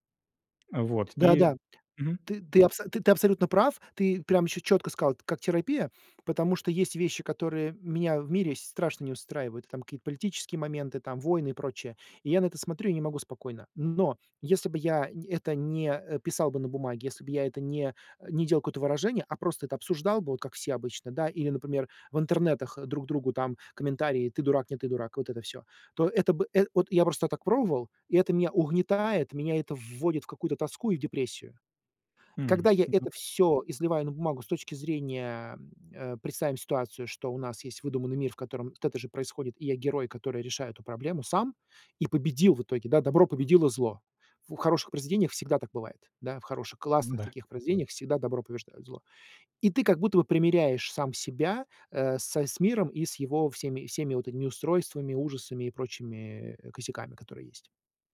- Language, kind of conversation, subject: Russian, advice, Как письмо может помочь мне лучше понять себя и свои чувства?
- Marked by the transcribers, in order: tapping; other background noise